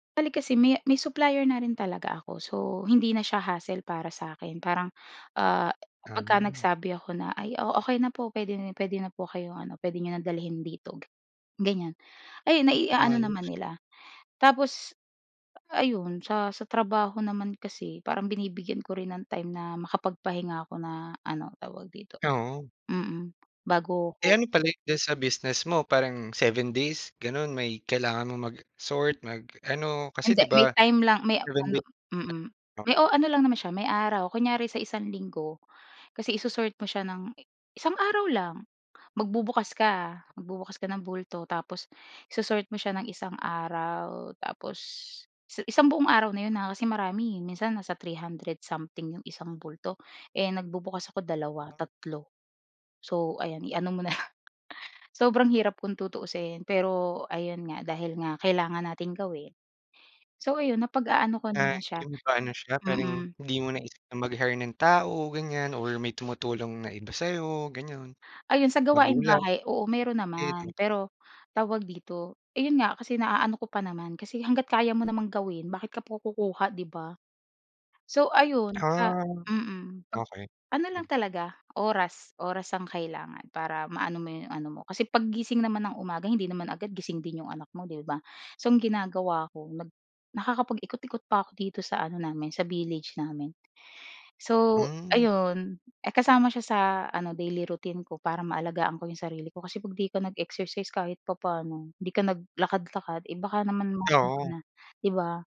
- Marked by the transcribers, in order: tapping; unintelligible speech; laughing while speaking: "na lang"
- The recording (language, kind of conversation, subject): Filipino, podcast, Ano ang ginagawa mo para alagaan ang sarili mo kapag sobrang abala ka?